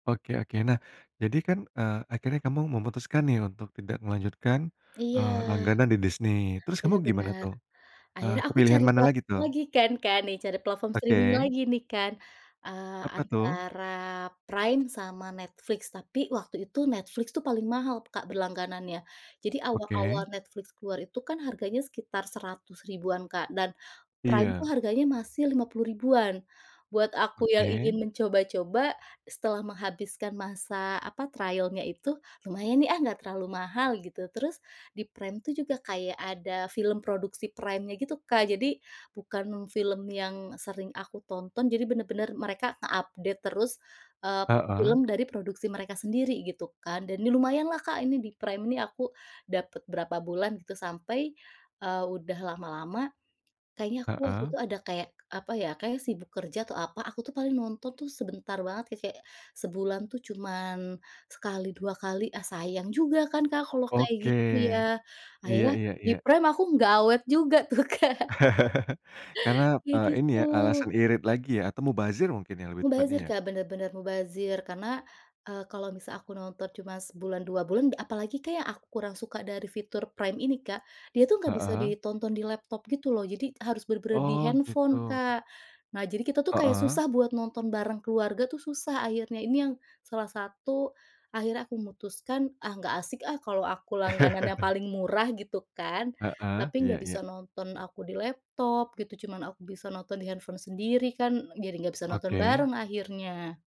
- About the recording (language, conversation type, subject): Indonesian, podcast, Bagaimana kamu memilih layanan streaming yang akan kamu langgani?
- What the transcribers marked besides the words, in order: tapping; in English: "streaming"; in English: "trial-nya"; in English: "nge-update"; laughing while speaking: "tuh, Kak"; chuckle; chuckle